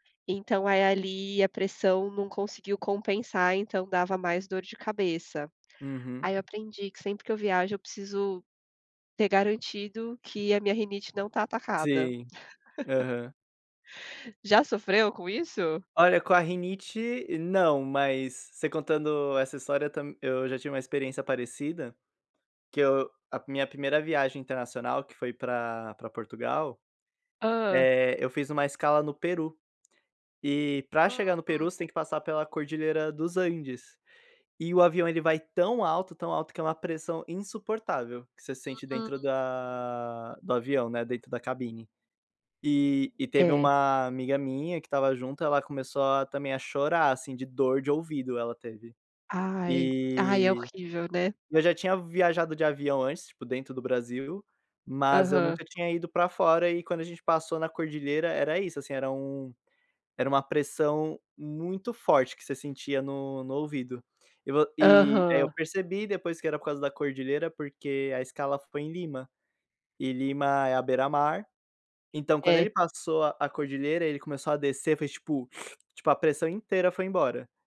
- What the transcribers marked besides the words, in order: laugh; tapping; other noise
- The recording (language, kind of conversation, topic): Portuguese, unstructured, Qual dica você daria para quem vai viajar pela primeira vez?